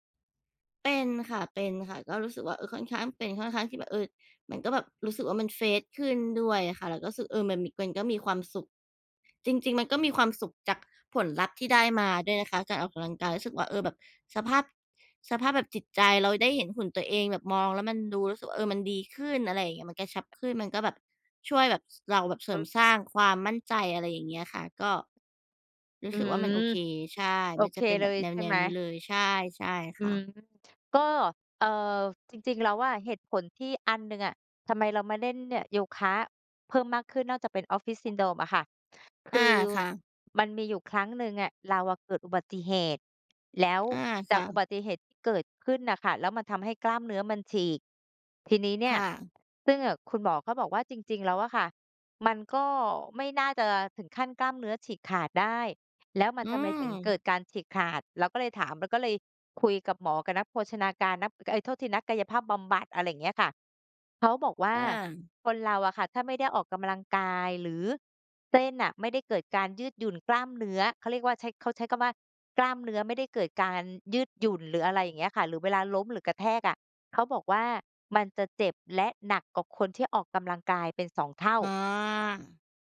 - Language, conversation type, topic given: Thai, unstructured, คุณคิดว่าการออกกำลังกายช่วยเปลี่ยนชีวิตได้จริงไหม?
- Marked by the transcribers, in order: in English: "เฟรช"; other background noise; tapping